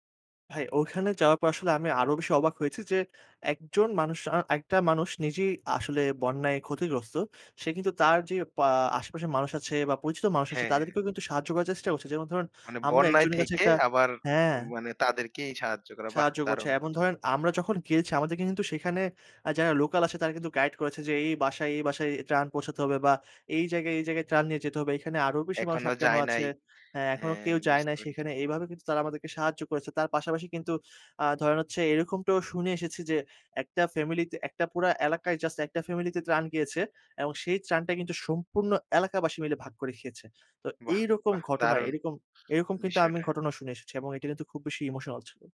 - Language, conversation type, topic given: Bengali, podcast, দুর্যোগের সময়ে পাড়া-মহল্লার মানুষজন কীভাবে একে অপরকে সামলে নেয়?
- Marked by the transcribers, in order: none